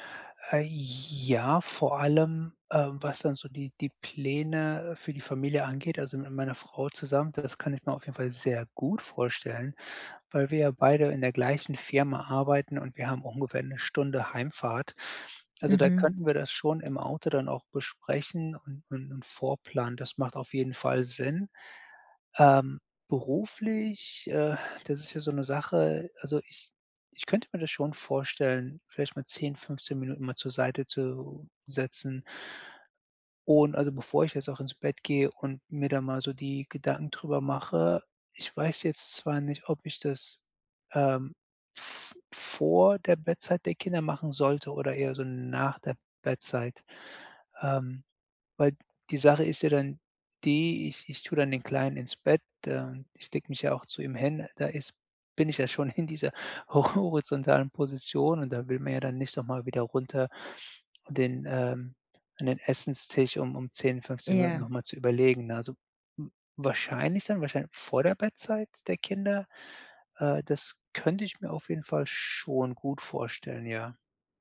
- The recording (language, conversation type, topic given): German, advice, Wie kann ich abends besser zur Ruhe kommen?
- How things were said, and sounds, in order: laughing while speaking: "dieser"